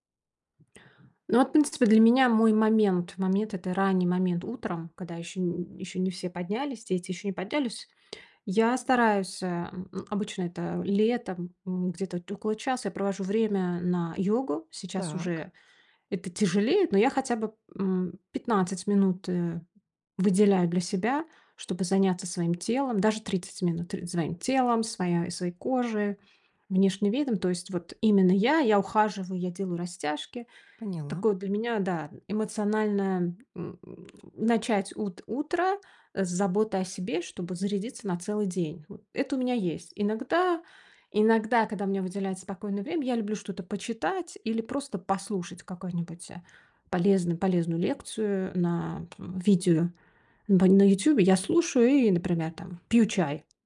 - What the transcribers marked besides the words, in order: other background noise; tapping
- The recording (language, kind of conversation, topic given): Russian, advice, Как вы переживаете ожидание, что должны сохранять эмоциональную устойчивость ради других?